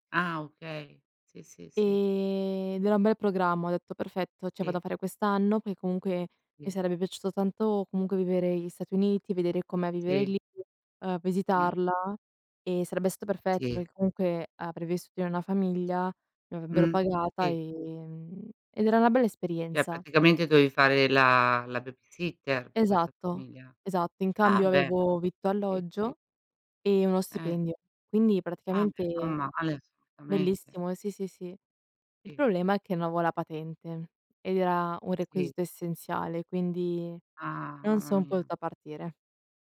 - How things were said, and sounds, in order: drawn out: "E"; "cioè" said as "ce"; unintelligible speech; "avevo" said as "aveo"
- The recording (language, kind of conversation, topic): Italian, unstructured, Qual è il viaggio che avresti voluto fare, ma che non hai mai potuto fare?